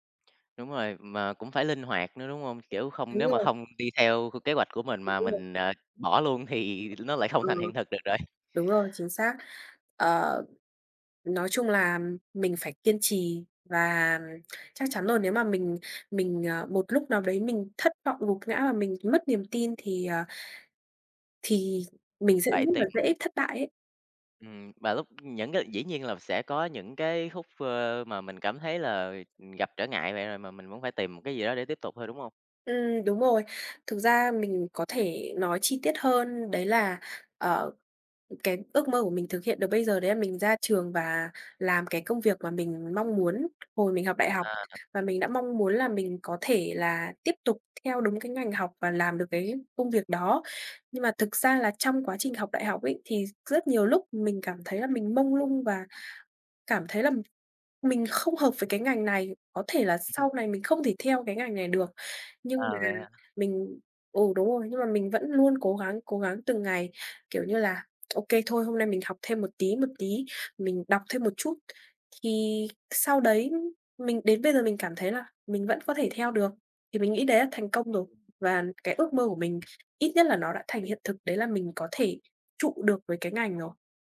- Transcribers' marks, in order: other background noise; tapping; laughing while speaking: "rồi"; chuckle
- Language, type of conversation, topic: Vietnamese, unstructured, Bạn làm thế nào để biến ước mơ thành những hành động cụ thể và thực tế?